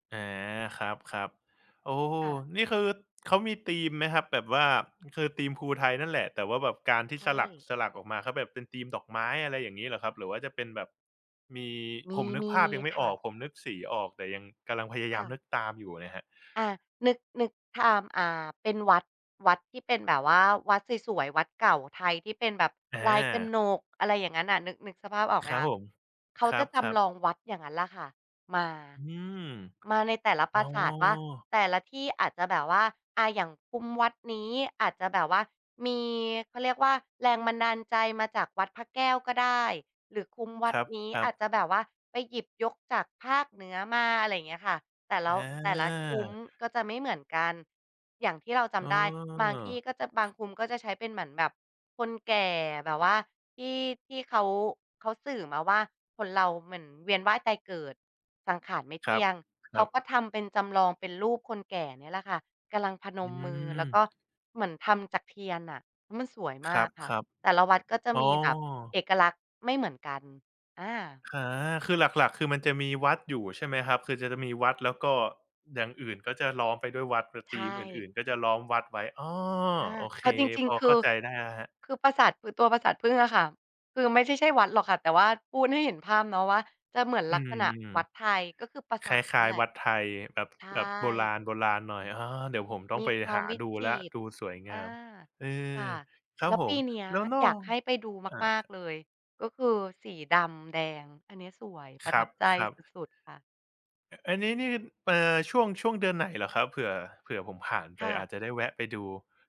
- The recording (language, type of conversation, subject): Thai, podcast, คุณมีประสบการณ์งานบุญครั้งไหนที่ประทับใจที่สุด และอยากเล่าให้ฟังไหม?
- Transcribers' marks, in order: "กำลัง" said as "กะลัง"; other background noise